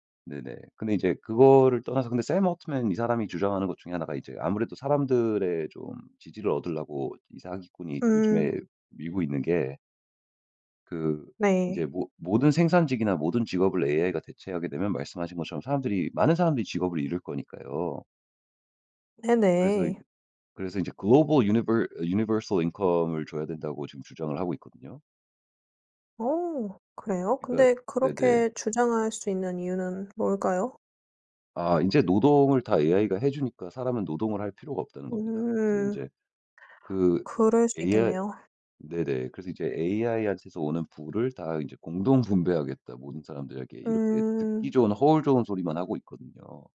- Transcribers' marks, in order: tapping; put-on voice: "샘 올트먼"; put-on voice: "Global Univer Universal Income을"; in English: "Global Univer Universal Income을"
- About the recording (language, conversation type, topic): Korean, podcast, 기술 발전으로 일자리가 줄어들 때 우리는 무엇을 준비해야 할까요?